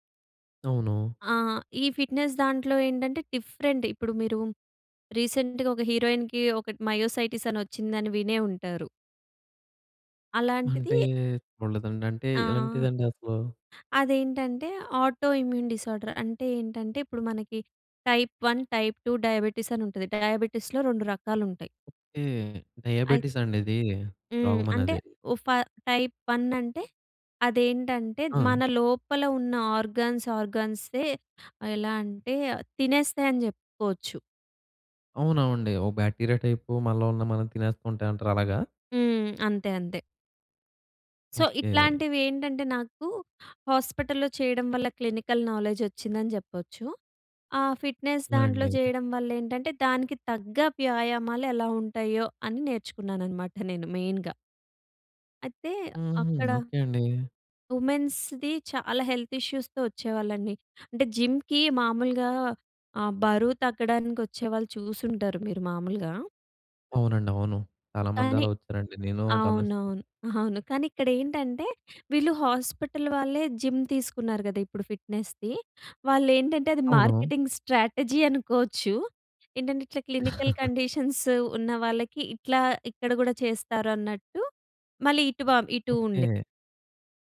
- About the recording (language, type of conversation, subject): Telugu, podcast, ఒక ఉద్యోగం విడిచి వెళ్లాల్సిన సమయం వచ్చిందని మీరు గుర్తించడానికి సహాయపడే సంకేతాలు ఏమేమి?
- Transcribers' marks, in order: in English: "ఫిట్‌నెస్"; in English: "డిఫరెంట్"; in English: "రీసెంట్‌గా"; in English: "హీరోయిన్‌కి"; in English: "ఆటో ఇమ్యూన్ డిజార్డర్"; in English: "టైప్ వన్ , టైప్ టూ"; in English: "డయాబెటిస్‌లో"; tapping; other noise; in English: "టైప్ వన్"; in English: "ఆర్గన్స్"; in English: "సో"; in English: "క్లినికల్"; in English: "ఫిట్‌నెస్"; in English: "మెయిన్‌గా"; in English: "ఉమెన్స్‌ది"; in English: "హెల్త్ ఇష్యూస్‌తో"; in English: "జిమ్‌కి"; chuckle; in English: "జిమ్"; in English: "ఫిట్‍నెస్‌ది"; in English: "మార్కెటింగ్ స్ట్రాటజీ"; in English: "క్లినికల్ కండిషన్స్"; chuckle